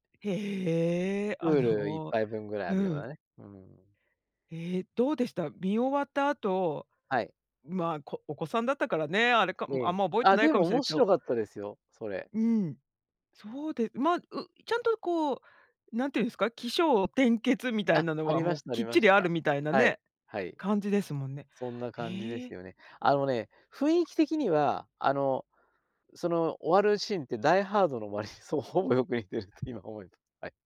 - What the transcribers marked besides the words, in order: tapping; laughing while speaking: "ほぼよく 似てるって今思うと"
- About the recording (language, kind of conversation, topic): Japanese, podcast, 初めて映画館で観た映画の思い出は何ですか？